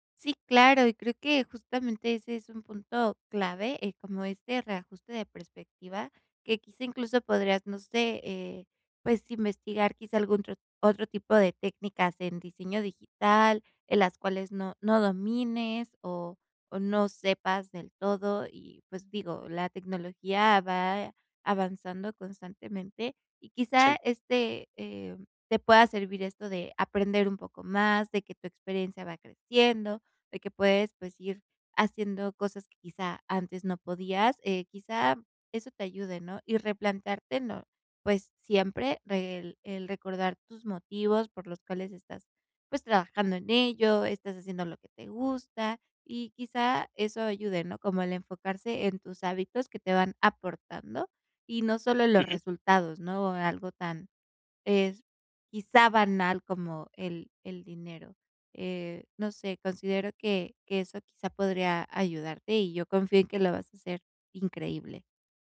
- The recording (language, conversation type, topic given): Spanish, advice, ¿Cómo puedo mantenerme motivado cuando mi progreso se estanca?
- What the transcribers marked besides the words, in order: none